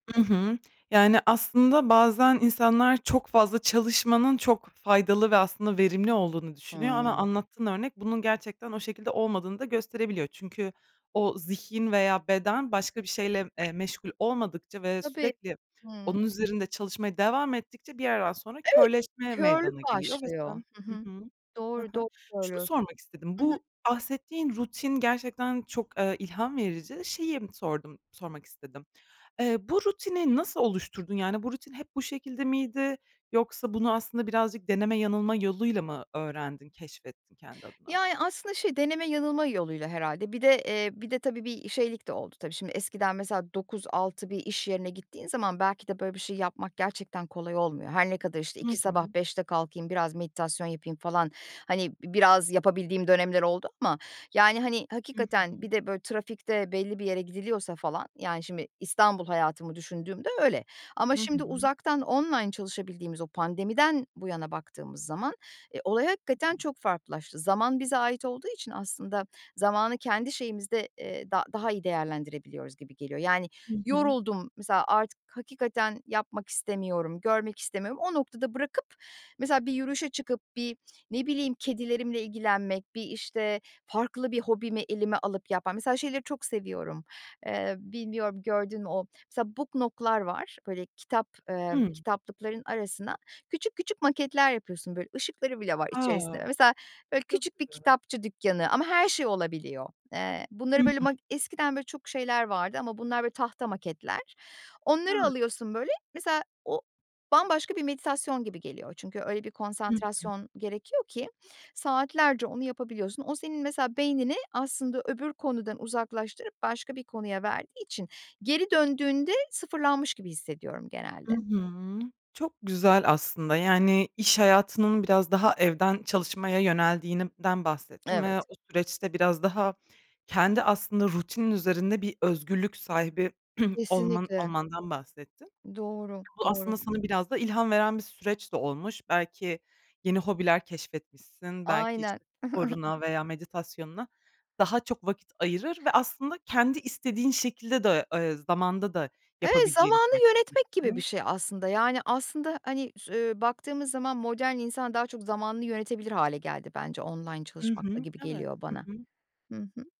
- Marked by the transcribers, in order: other background noise; in English: "book nook'lar"; tapping; "yöneldiğinden" said as "yöneldiğiniden"; throat clearing; chuckle
- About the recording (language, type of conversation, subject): Turkish, podcast, Günlük rutin yaratıcılığı nasıl etkiler?